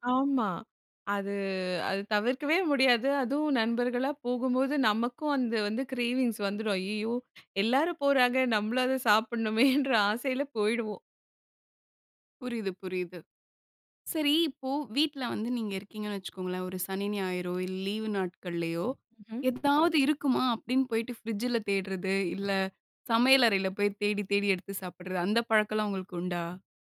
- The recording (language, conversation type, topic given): Tamil, podcast, உணவுக்கான ஆசையை நீங்கள் எப்படி கட்டுப்படுத்துகிறீர்கள்?
- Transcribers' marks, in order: in English: "கிரேவிங்ஸ்"; laughing while speaking: "ஐய்யயோ! எல்லாரும் போறாங்க, நம்மளும் அது சாப்புட்னுமேன்ற ஆசையில போயிடுவோம்"